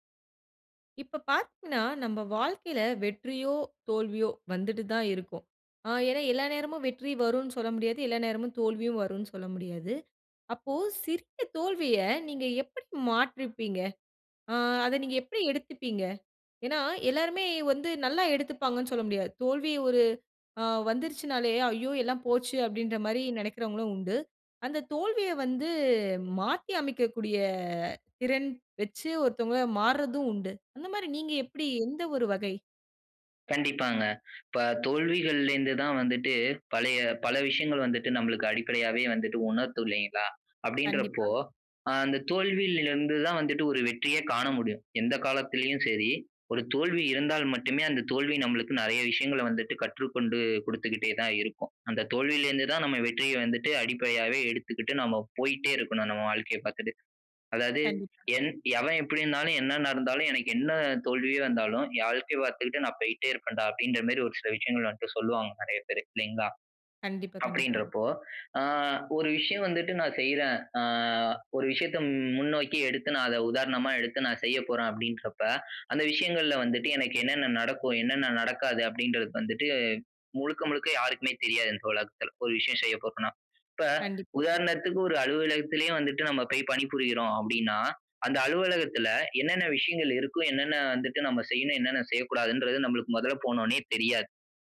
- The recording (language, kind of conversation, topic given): Tamil, podcast, சிறிய தோல்விகள் உன்னை எப்படி மாற்றின?
- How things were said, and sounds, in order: "மாற்றியிருப்பீங்க?" said as "மாற்றுப்பீங்க?"